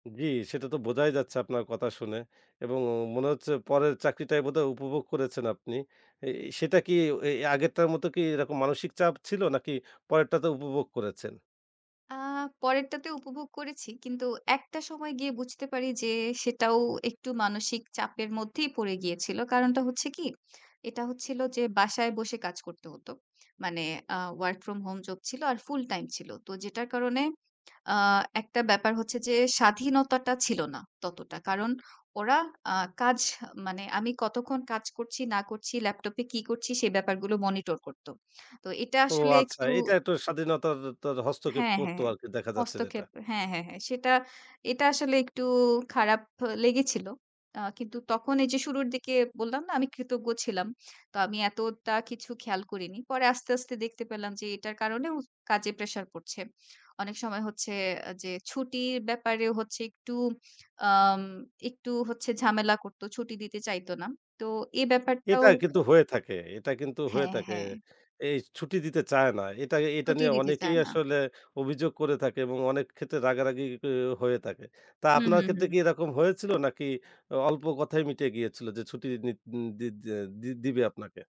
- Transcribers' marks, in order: none
- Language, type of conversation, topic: Bengali, podcast, তোমার জীবনের সবচেয়ে বড় পরিবর্তন কীভাবে ঘটল?